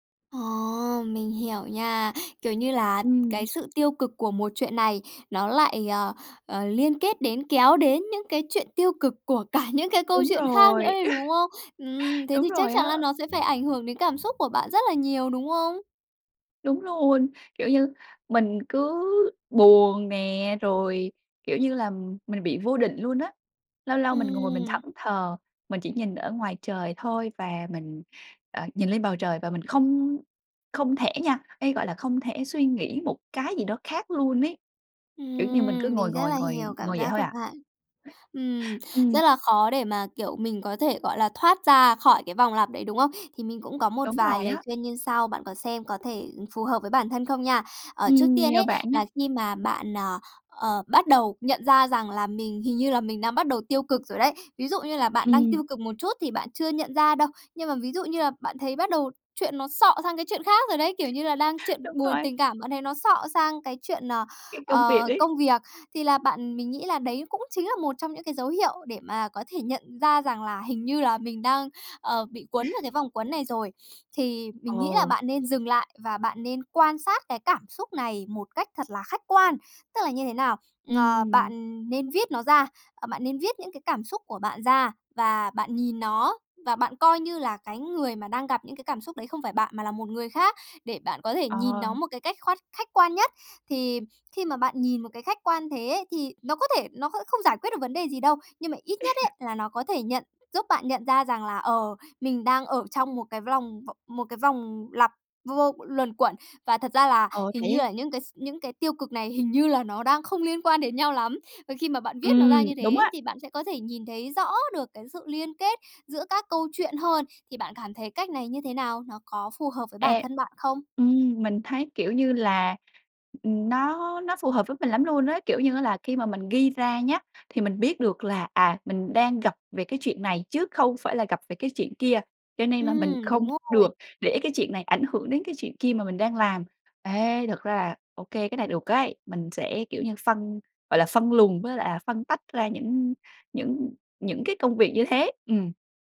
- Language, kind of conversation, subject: Vietnamese, advice, Làm sao để dừng lại khi tôi bị cuốn vào vòng suy nghĩ tiêu cực?
- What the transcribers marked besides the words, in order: tapping; laughing while speaking: "cả"; chuckle; other background noise; chuckle; chuckle; chuckle